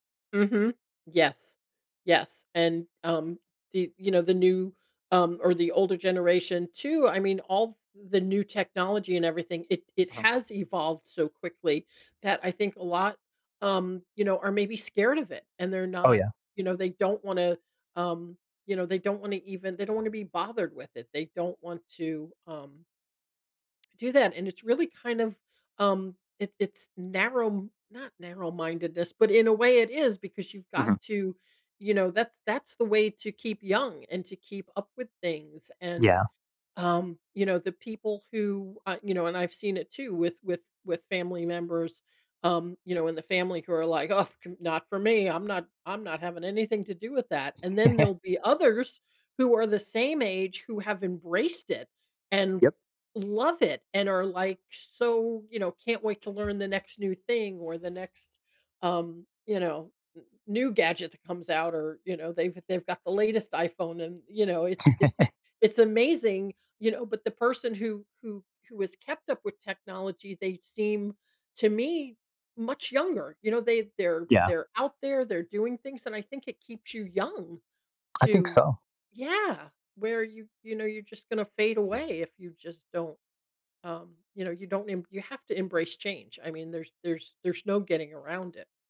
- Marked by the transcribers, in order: tapping; scoff; chuckle; chuckle
- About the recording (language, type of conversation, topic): English, unstructured, How do you handle conflicts with family members?
- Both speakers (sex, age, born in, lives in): female, 60-64, United States, United States; male, 20-24, United States, United States